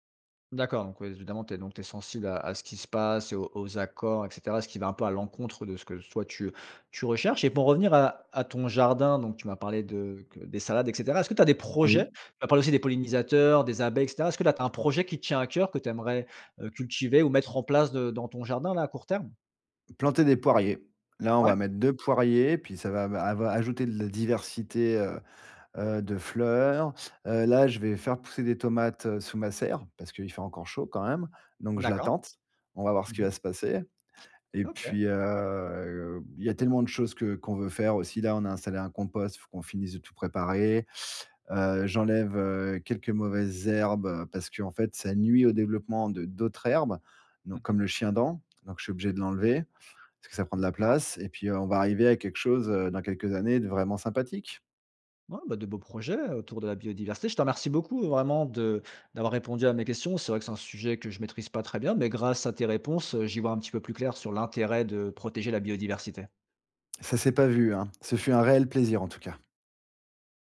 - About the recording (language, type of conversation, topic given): French, podcast, Quel geste simple peux-tu faire près de chez toi pour protéger la biodiversité ?
- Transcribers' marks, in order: drawn out: "heu"; stressed: "nuit"